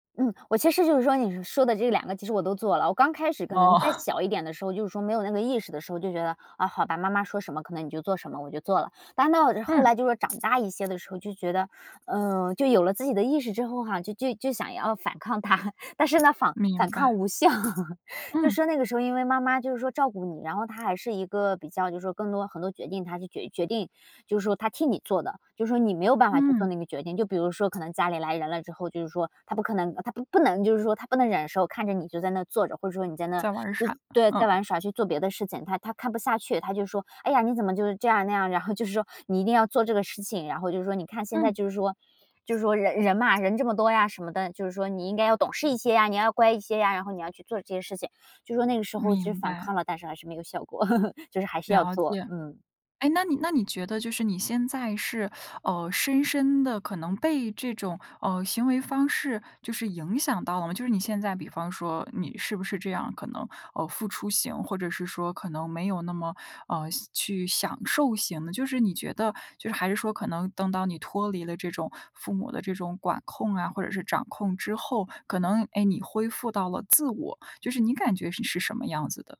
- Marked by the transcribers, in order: chuckle; other background noise; chuckle; chuckle; teeth sucking
- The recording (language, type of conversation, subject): Chinese, podcast, 你觉得父母的管教方式对你影响大吗？